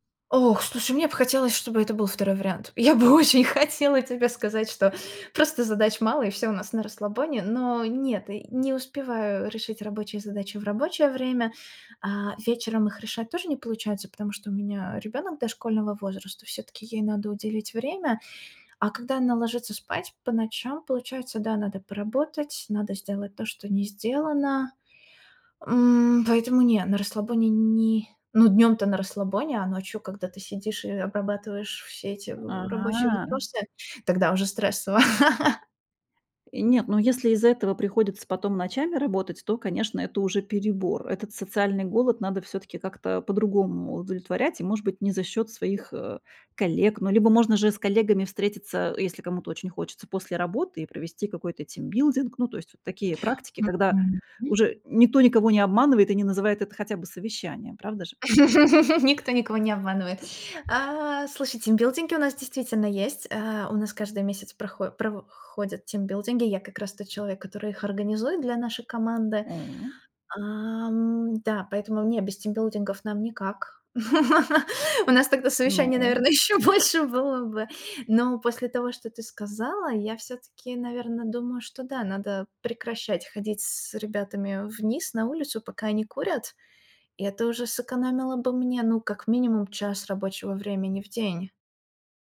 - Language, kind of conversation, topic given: Russian, advice, Как сократить количество бессмысленных совещаний, которые отнимают рабочее время?
- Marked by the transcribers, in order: laughing while speaking: "Я бы очень хотела"; laugh; laugh; laugh; laughing while speaking: "ещё больше"